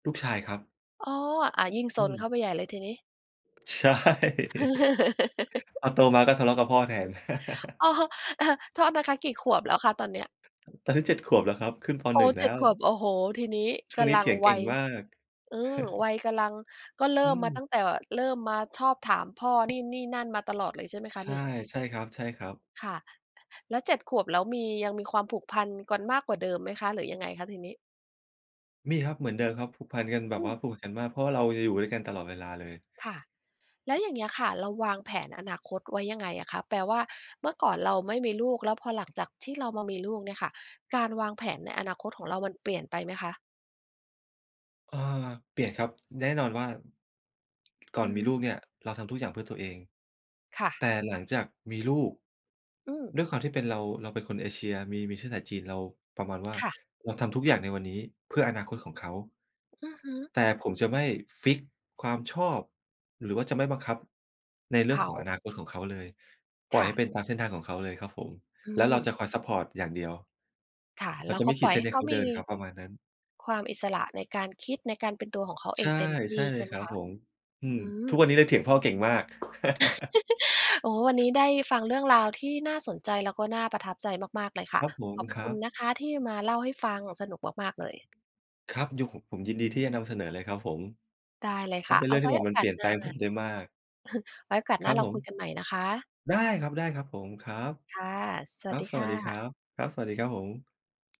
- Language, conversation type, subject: Thai, podcast, เล่าเรื่องประสบการณ์ที่เปลี่ยนชีวิตให้ฟังหน่อยได้ไหม?
- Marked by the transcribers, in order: other background noise; laughing while speaking: "ใช่"; chuckle; laugh; laugh; laughing while speaking: "อ๋อ"; chuckle; tapping; laugh; laugh; chuckle